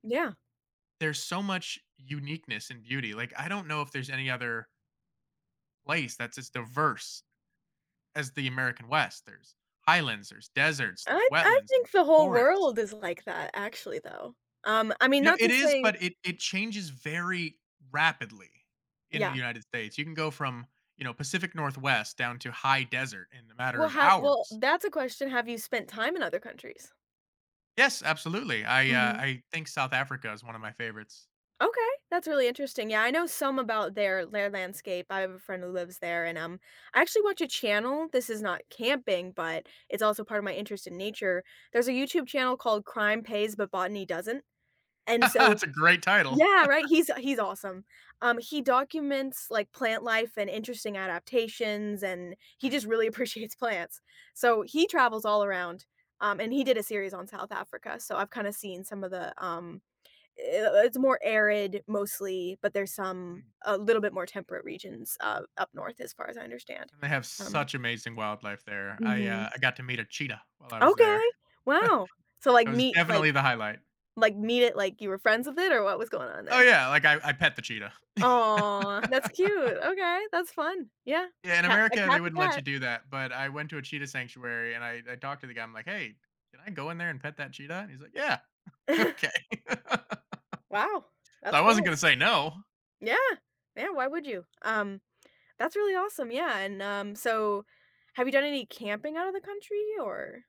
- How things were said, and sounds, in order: tapping; laugh; other background noise; laughing while speaking: "appreciates plants"; chuckle; laugh; laugh; laughing while speaking: "Ok"; laugh
- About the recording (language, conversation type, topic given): English, unstructured, How does spending time outdoors change your perspective or mood?